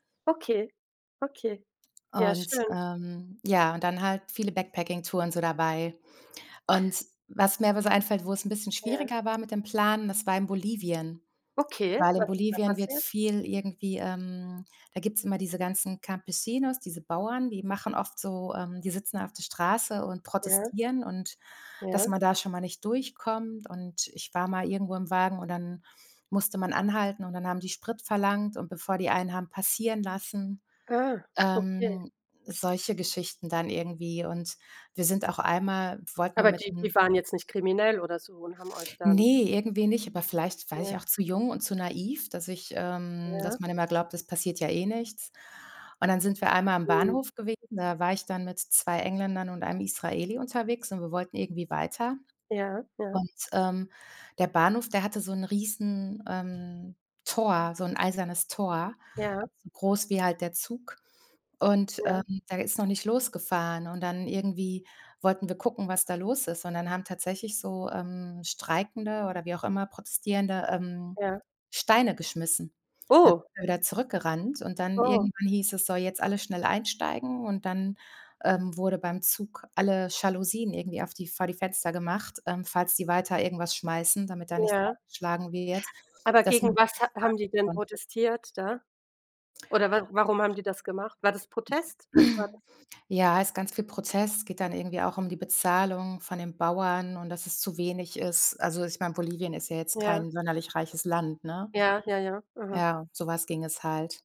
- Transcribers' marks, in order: in Spanish: "Campesinos"; tapping; surprised: "Oh"; unintelligible speech; throat clearing
- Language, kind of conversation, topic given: German, unstructured, Wie bist du auf Reisen mit unerwarteten Rückschlägen umgegangen?